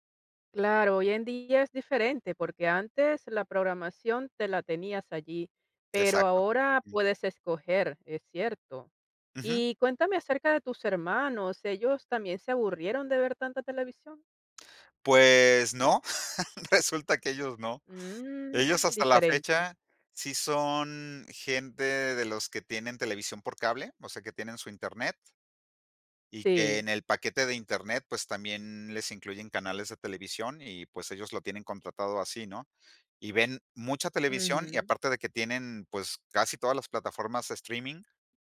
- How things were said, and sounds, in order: other noise; laughing while speaking: "resulta"
- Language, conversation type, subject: Spanish, podcast, ¿Cómo ha cambiado la forma de ver televisión en familia?